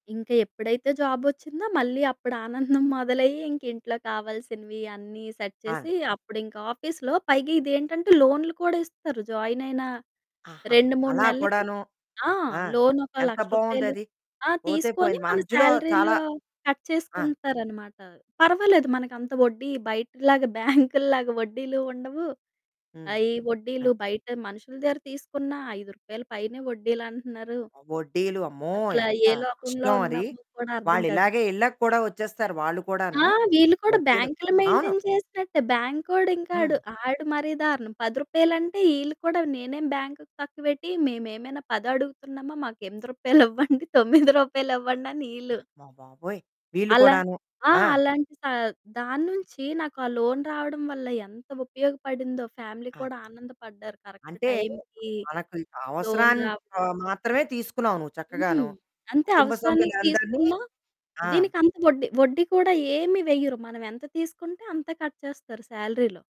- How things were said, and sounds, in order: in English: "సెట్"; in English: "ఆఫీస్‌లో"; in English: "జాయిన్"; static; in English: "సాలరీలో కట్"; giggle; other background noise; in English: "మెయింటైన్"; in English: "బ్యాంక్"; laughing while speaking: "ఎనిమిది రూపాయలు ఇవ్వండి తొమ్మిది రూపాయలు ఇవ్వండి"; in English: "లోన్"; in English: "ఫ్యామిలీ"; in English: "కరెక్ట్ టైమ్‌కి లోన్"; in English: "కట్"; in English: "సాలరీలో"
- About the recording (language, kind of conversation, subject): Telugu, podcast, ఉద్యోగం మారుస్తున్న సమయంలో మీ మానసిక ఆరోగ్యాన్ని మీరు ఎలా సంరక్షిస్తారు?